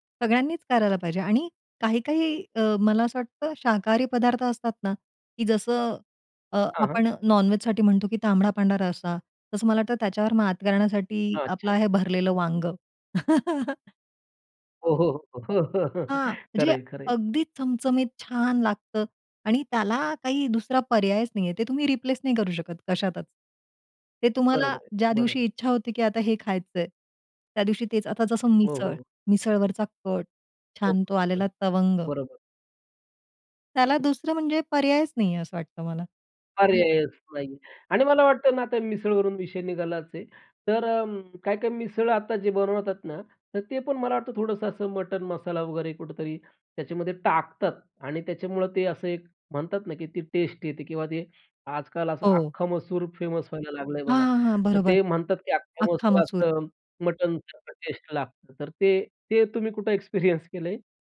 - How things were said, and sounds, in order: chuckle; chuckle; tapping; other background noise; unintelligible speech; in English: "फेमस"
- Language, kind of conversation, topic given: Marathi, podcast, शाकाहारी पदार्थांचा स्वाद तुम्ही कसा समृद्ध करता?